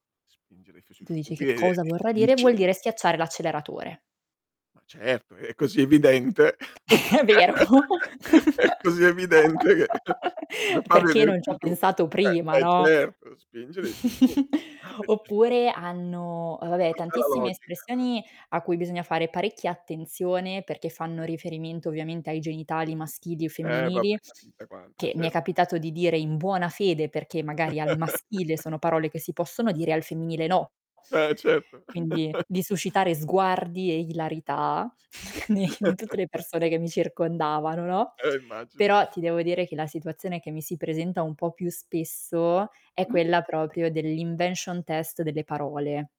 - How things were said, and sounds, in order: static; distorted speech; tapping; chuckle; laughing while speaking: "È vero!"; laugh; chuckle; other background noise; chuckle; laughing while speaking: "Eh, certo"; chuckle; laughing while speaking: "ne in"; chuckle; laughing while speaking: "Eh, immagino"; unintelligible speech; in English: "invention test"
- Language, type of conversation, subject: Italian, podcast, Hai mai avuto un malinteso culturale divertente?